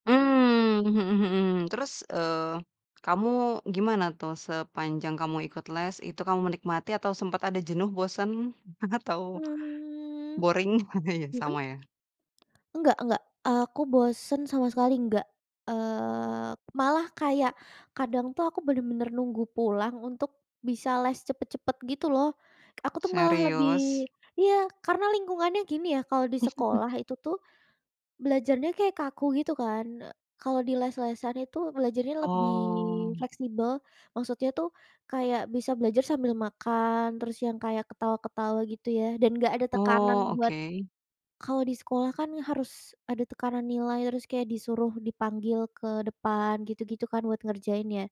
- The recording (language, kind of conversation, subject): Indonesian, podcast, Bagaimana cara Anda tetap semangat belajar sepanjang hidup?
- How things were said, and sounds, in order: other background noise; drawn out: "Mmm"; laughing while speaking: "Atau"; in English: "boring?"; chuckle; tapping; chuckle; drawn out: "Oh"